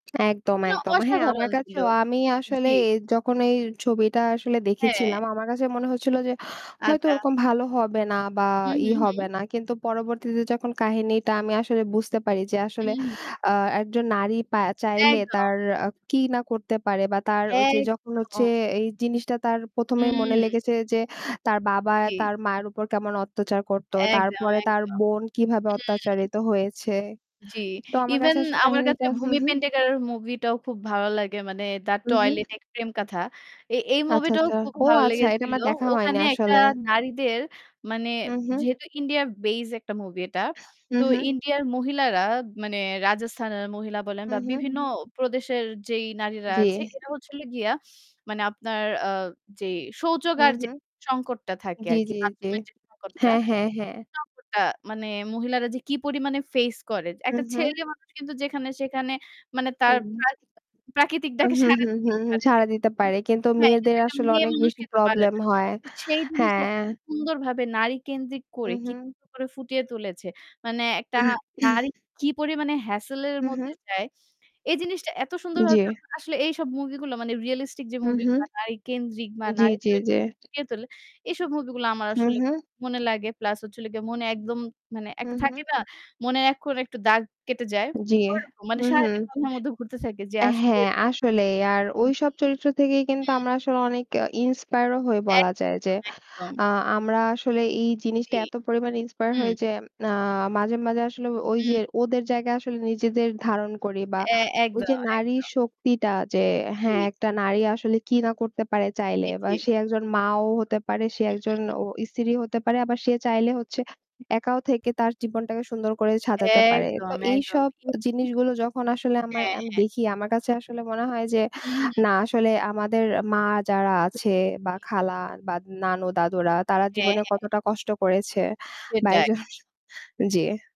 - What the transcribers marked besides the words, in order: tapping; distorted speech; other background noise; "পেডনেকারের" said as "পেন্ডেকারের"; static; unintelligible speech; unintelligible speech; unintelligible speech; in English: "hassle"; throat clearing; unintelligible speech; unintelligible speech; laughing while speaking: "একজন"
- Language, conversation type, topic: Bengali, unstructured, সিনেমায় নারীদের চরিত্র নিয়ে আপনার কী ধারণা?